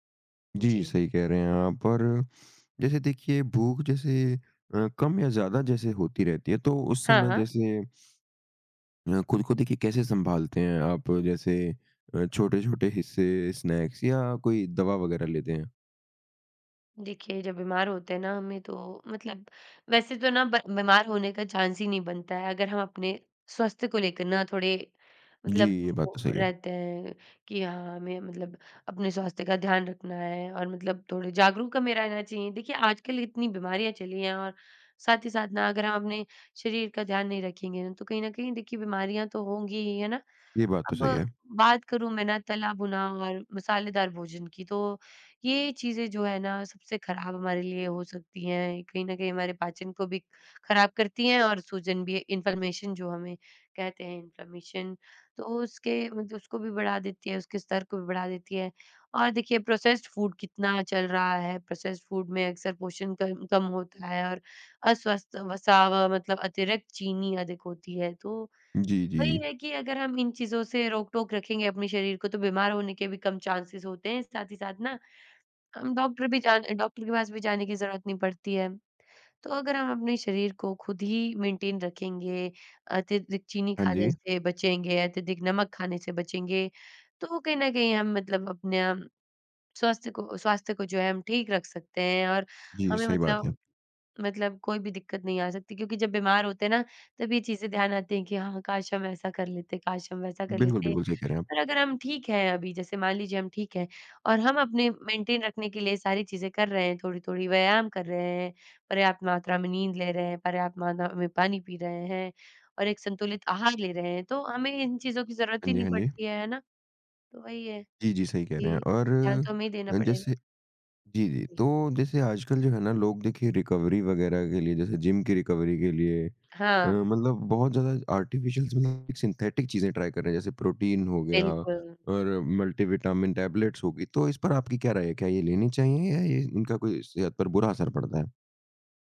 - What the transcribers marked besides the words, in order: in English: "स्नैक्स"; in English: "चांस"; in English: "इन्फ्लेमेशन"; in English: "इन्फ्लेमेशन"; in English: "प्रोसेस्ड फूड"; in English: "प्रोसेस्ड फूड"; in English: "चांसेस"; in English: "मेंटेन"; in English: "मेंटेन"; in English: "रिकवरी"; in English: "रिकवरी"; in English: "आर्टिफ़िशल्स"; in English: "सिंथेटिक"; in English: "ट्राई"; in English: "टैबलेट्स"
- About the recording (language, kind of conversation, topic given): Hindi, podcast, रिकवरी के दौरान खाने-पीने में आप क्या बदलाव करते हैं?